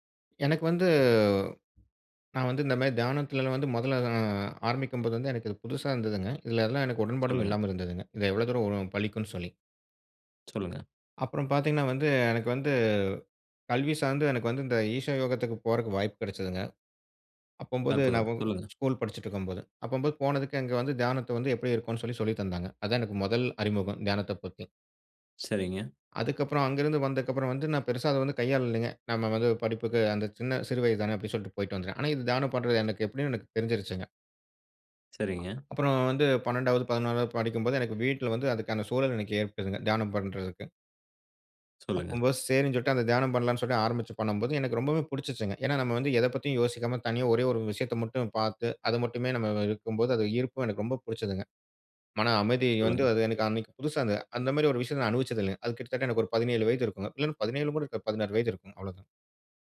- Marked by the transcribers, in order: unintelligible speech; other background noise
- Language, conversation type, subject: Tamil, podcast, தியானம் மனஅழுத்தத்தை சமாளிக்க எப்படிப் உதவுகிறது?